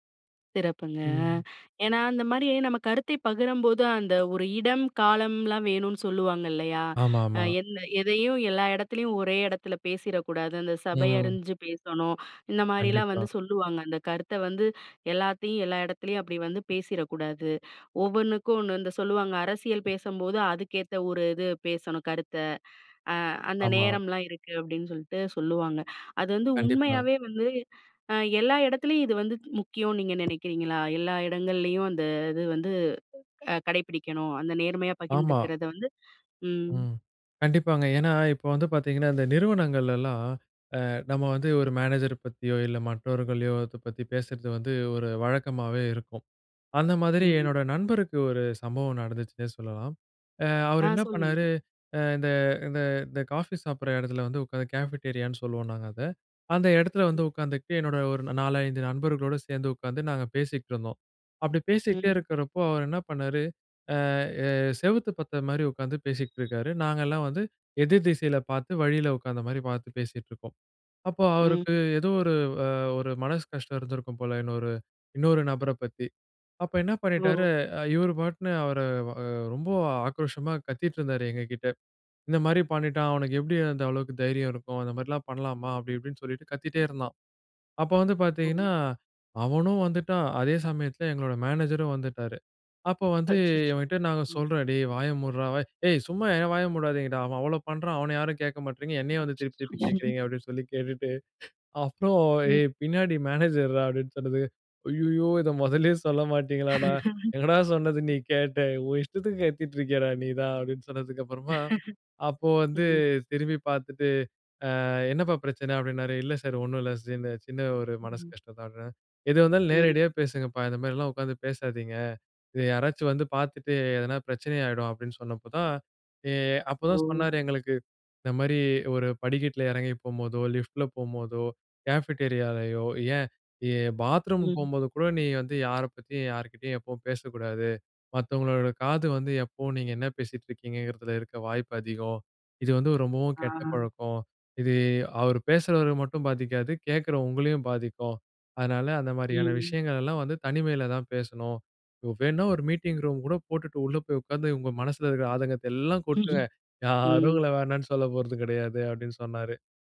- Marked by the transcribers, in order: "எந்த" said as "எல்ல"; tapping; in English: "கேஃபிட்டேரியா"; blowing; laughing while speaking: "அச்சச்சோ!"; chuckle; laughing while speaking: "அப்புறம் ஏய்! பின்னாடி மேனேஜர்ரா அப்பிடின்னு … அப்பிடின்னு சொன்னதுக்கு அப்புறமா"; laugh; laugh; in English: "கேஃபிட்டேரியா"; in English: "மீட்டிங் ரூம்"
- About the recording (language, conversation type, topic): Tamil, podcast, ஒரு கருத்தை நேர்மையாகப் பகிர்ந்துகொள்ள சரியான நேரத்தை நீங்கள் எப்படி தேர்வு செய்கிறீர்கள்?